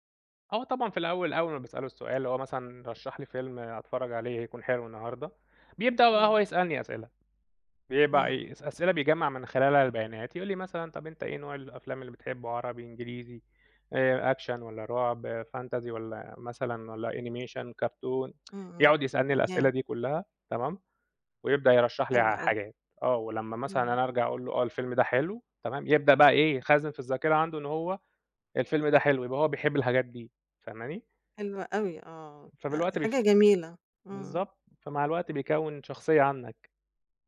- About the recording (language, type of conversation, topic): Arabic, podcast, إزاي التكنولوجيا غيّرت روتينك اليومي؟
- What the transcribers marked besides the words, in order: tapping; in English: "fantasy"; in English: "animation ،cartoon؟"; tsk